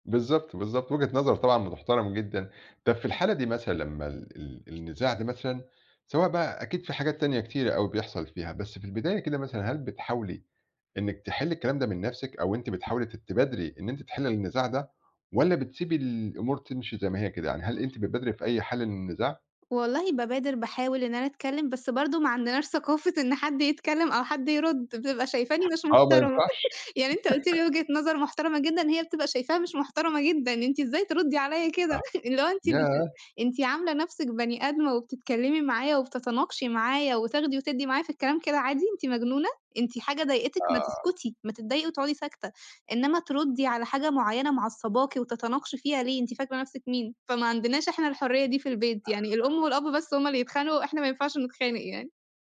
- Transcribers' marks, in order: laugh; chuckle; unintelligible speech
- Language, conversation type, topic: Arabic, podcast, إزاي بتتعاملوا مع الخناقات اليومية في البيت؟